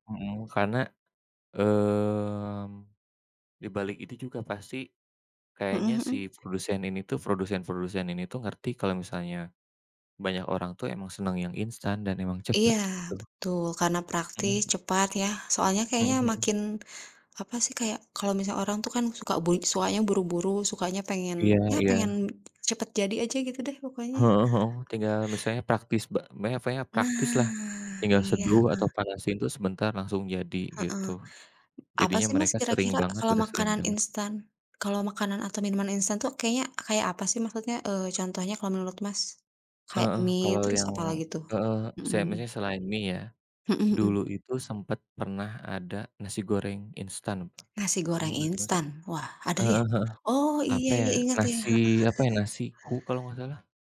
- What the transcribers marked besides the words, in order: other background noise; drawn out: "mmm"; tapping; unintelligible speech; drawn out: "Nah"; unintelligible speech; chuckle
- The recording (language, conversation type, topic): Indonesian, unstructured, Apakah generasi muda terlalu sering mengonsumsi makanan instan?